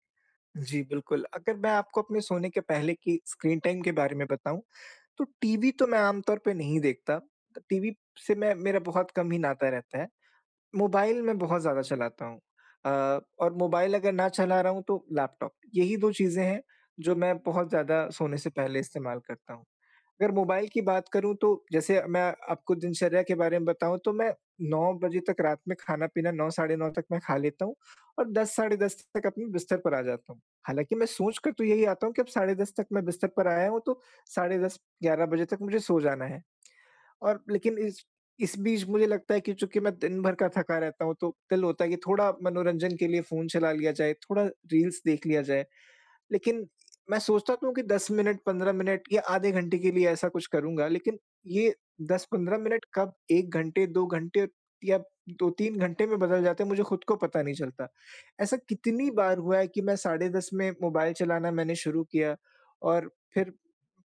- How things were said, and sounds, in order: in English: "स्क्रीन टाइम"; lip smack; other background noise
- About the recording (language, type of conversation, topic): Hindi, advice, सोने से पहले स्क्रीन इस्तेमाल करने की आदत